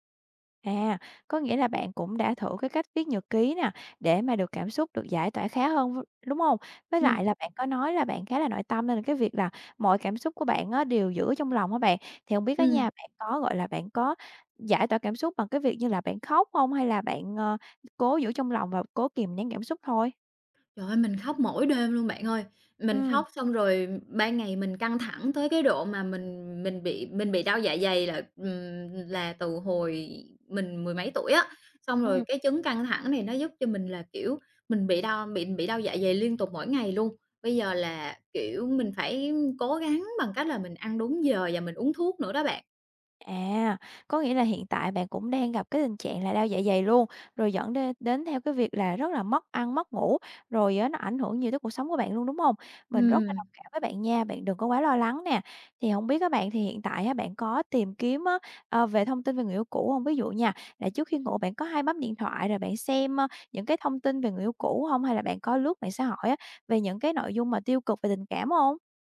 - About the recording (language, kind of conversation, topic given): Vietnamese, advice, Mình vừa chia tay và cảm thấy trống rỗng, không biết nên bắt đầu từ đâu để ổn hơn?
- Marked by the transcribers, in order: other background noise; tapping; "đên" said as "đến"